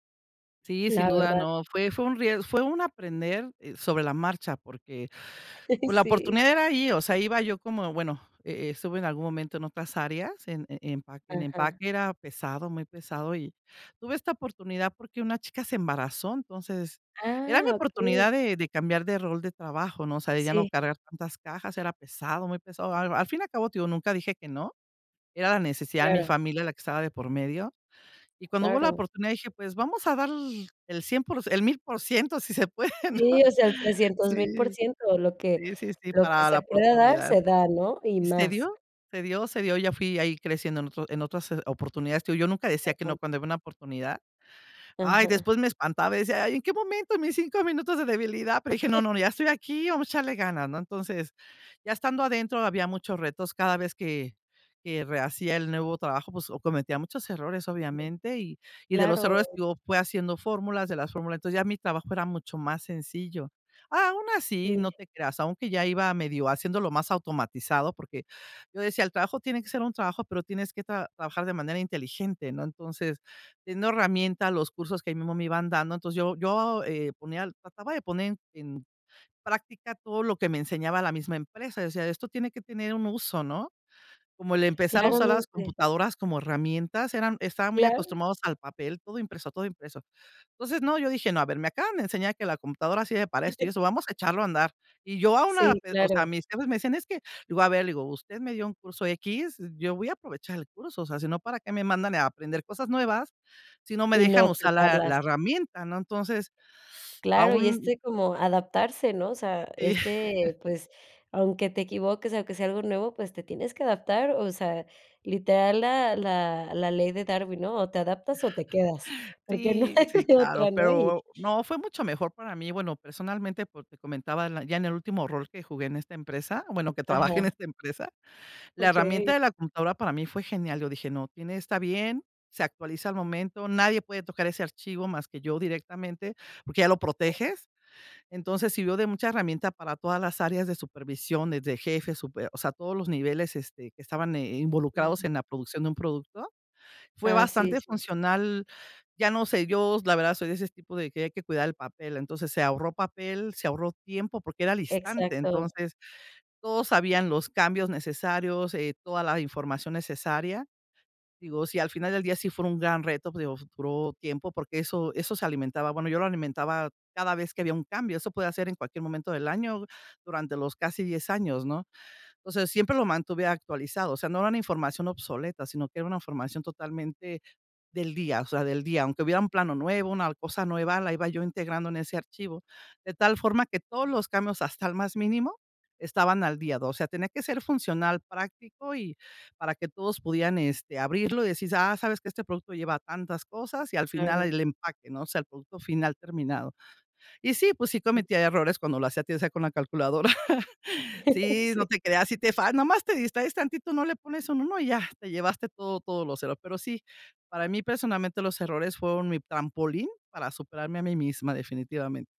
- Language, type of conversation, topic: Spanish, podcast, ¿Qué papel juegan los errores en tu proceso creativo?
- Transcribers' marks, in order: tapping; chuckle; laughing while speaking: "puede ¿no?"; chuckle; chuckle; other noise; chuckle; laughing while speaking: "no hay de otra"; other background noise; laughing while speaking: "trabaje en esta empresa"; chuckle